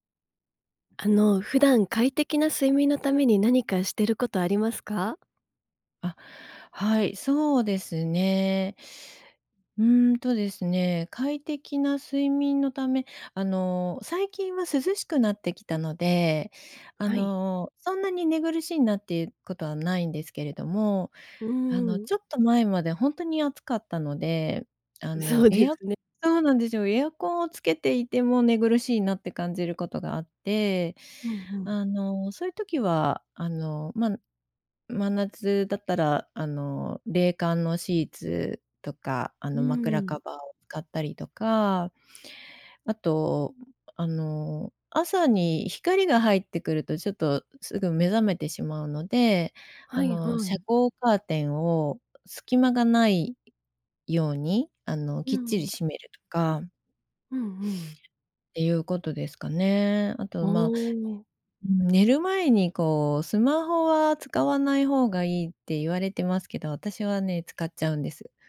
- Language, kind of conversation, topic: Japanese, podcast, 快適に眠るために普段どんなことをしていますか？
- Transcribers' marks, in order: laughing while speaking: "そうですね"